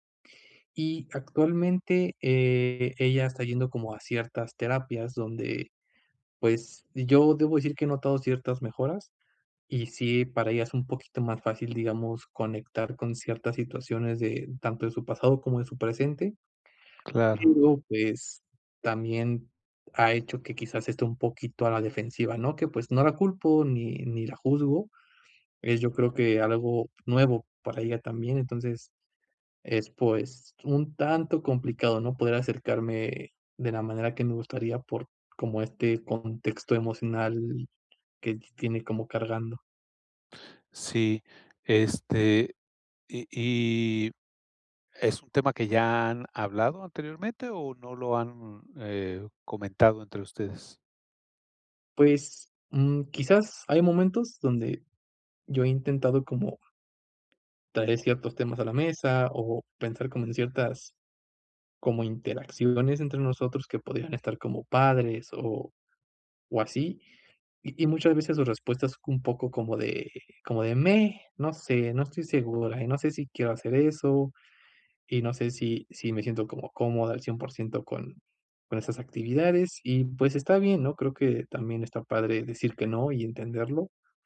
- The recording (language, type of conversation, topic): Spanish, advice, ¿Cómo puedo comunicar lo que necesito sin sentir vergüenza?
- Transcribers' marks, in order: tapping